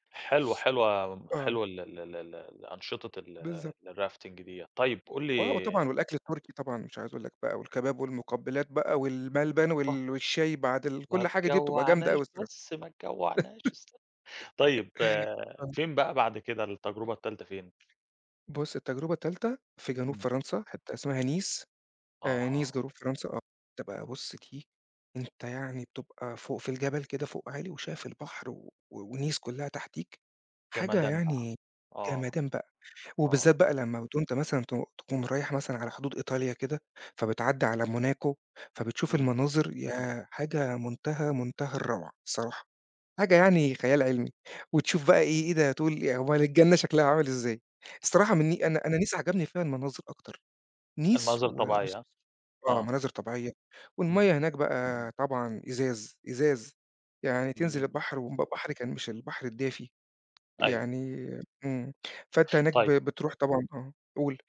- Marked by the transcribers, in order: in English: "الRafting"; laugh; other background noise; unintelligible speech; tapping
- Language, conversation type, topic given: Arabic, podcast, خبرنا عن أجمل مكان طبيعي زرته وليه عجبك؟